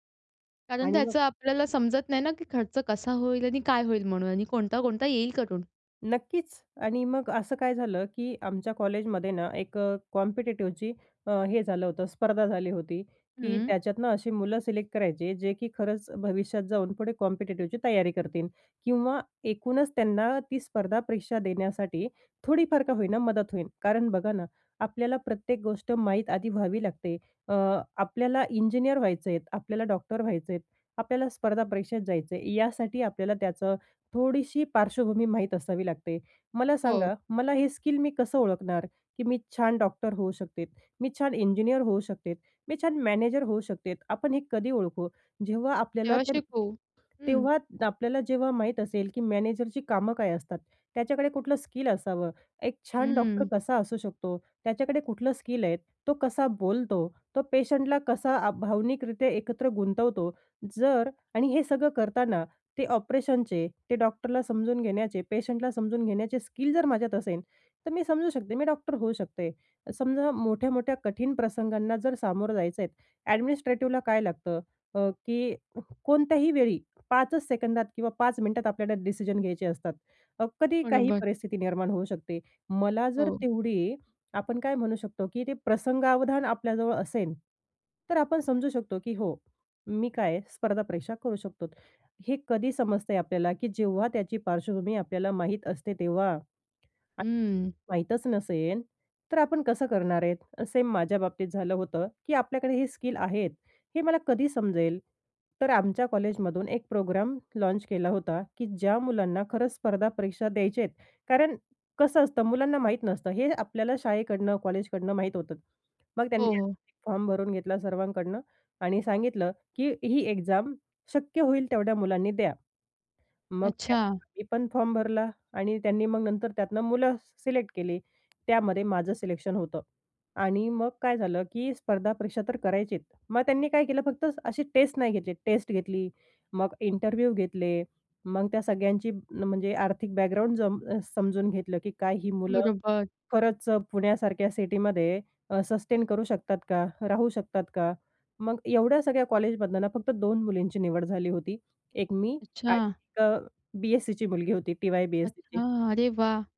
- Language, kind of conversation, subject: Marathi, podcast, कधी एखाद्या छोट्या मदतीमुळे पुढे मोठा फरक पडला आहे का?
- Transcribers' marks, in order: in English: "कॉम्पिटेटिव्हची"; in English: "कॉम्पिटेटिव्हची"; other noise; in English: "लॉन्च"; in English: "एक्झाम"; tapping; in English: "इंटरव्ह्यू"; other background noise